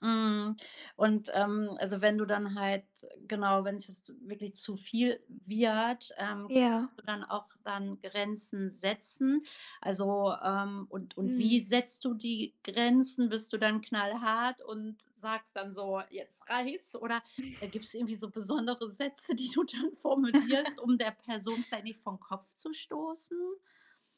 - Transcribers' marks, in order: laughing while speaking: "reichts?"; chuckle; laughing while speaking: "Sätze, die du dann formulierst"; giggle
- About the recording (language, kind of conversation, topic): German, podcast, Wie gibst du Unterstützung, ohne dich selbst aufzuopfern?
- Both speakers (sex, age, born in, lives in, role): female, 18-19, Germany, Germany, guest; female, 35-39, Germany, Germany, host